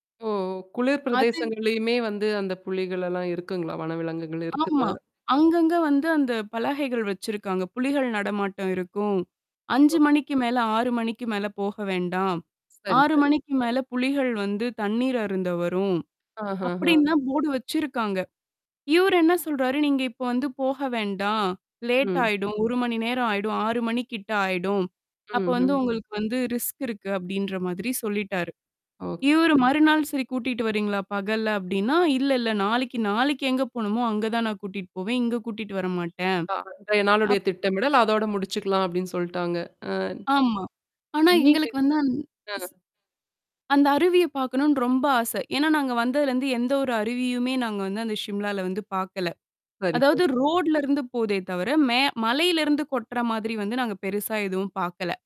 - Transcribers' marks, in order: distorted speech; in English: "போர்டு"; in English: "லேட்"; other background noise; in English: "ரிஸ்க்"; in English: "ஓகே"; other noise; in English: "ரோட்ல"
- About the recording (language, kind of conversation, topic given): Tamil, podcast, திட்டமில்லாமல் திடீரென நடந்த ஒரு சாகசத்தை நீங்கள் பகிர முடியுமா?